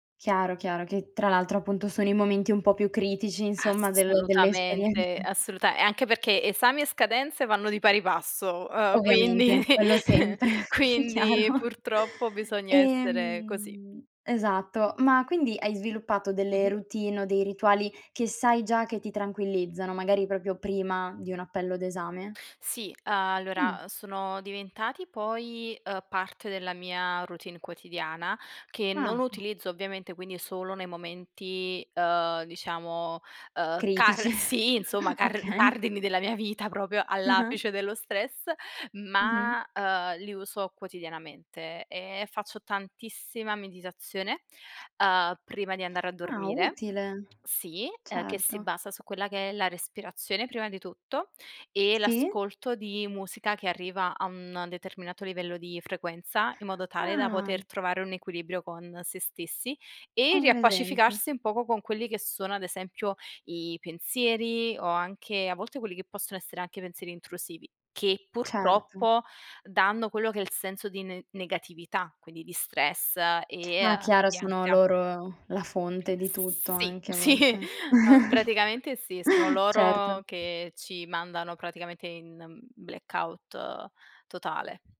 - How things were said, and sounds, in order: laughing while speaking: "esperienze"; other background noise; tapping; laughing while speaking: "quindi"; laughing while speaking: "chiaro"; drawn out: "Ehm"; "proprio" said as "propio"; drawn out: "allora"; laughing while speaking: "okay"; drawn out: "Sì"; laughing while speaking: "sì"; chuckle
- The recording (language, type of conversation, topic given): Italian, podcast, Come affronti lo stress legato agli esami o alle scadenze?